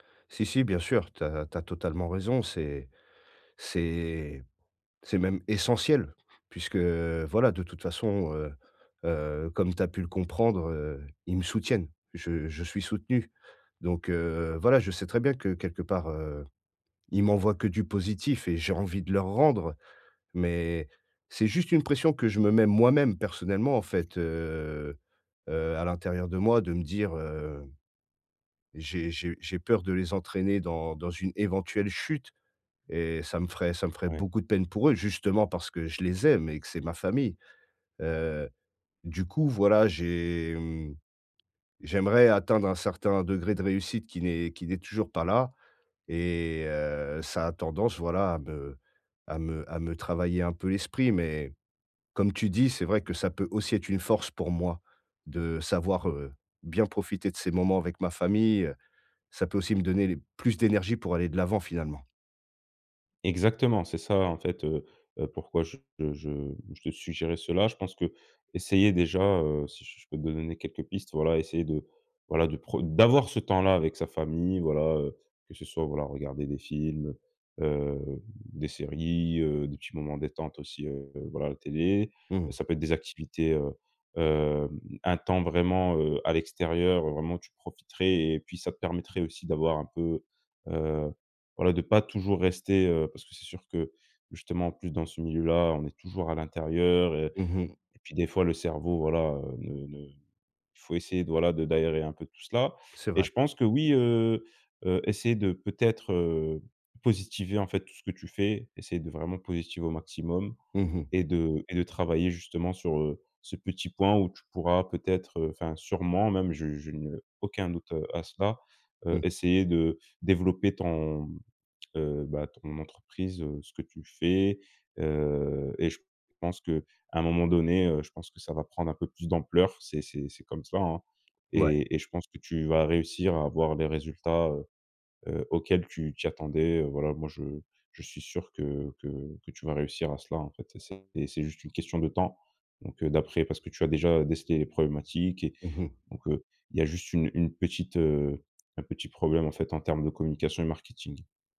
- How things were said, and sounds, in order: stressed: "essentiel"; tapping; stressed: "d'avoir"
- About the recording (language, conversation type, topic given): French, advice, Pourquoi est-ce que je n’arrive pas à me détendre chez moi, même avec un film ou de la musique ?